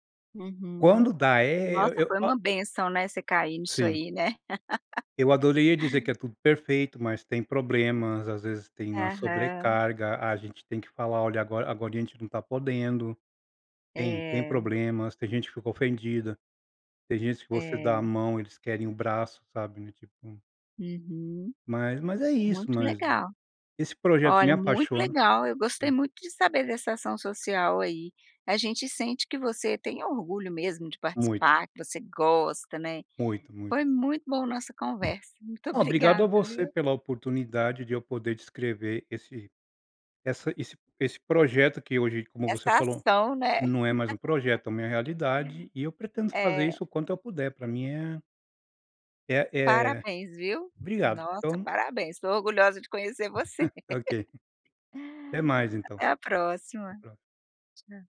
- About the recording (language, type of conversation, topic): Portuguese, podcast, Como você começou o projeto pelo qual é apaixonado?
- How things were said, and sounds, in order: laugh; other background noise; laugh; chuckle; laugh